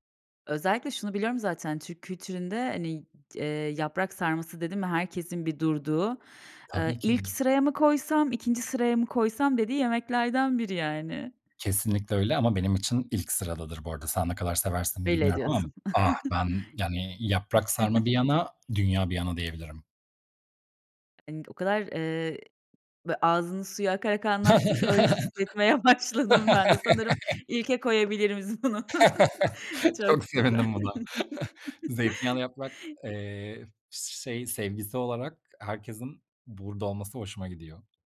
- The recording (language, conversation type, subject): Turkish, podcast, Ailecek yemek yemenin ev hissi üzerindeki etkisi nedir?
- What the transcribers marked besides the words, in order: chuckle; other background noise; laugh; laughing while speaking: "başladım"; laugh; laughing while speaking: "Çok sevindim buna"; chuckle; laugh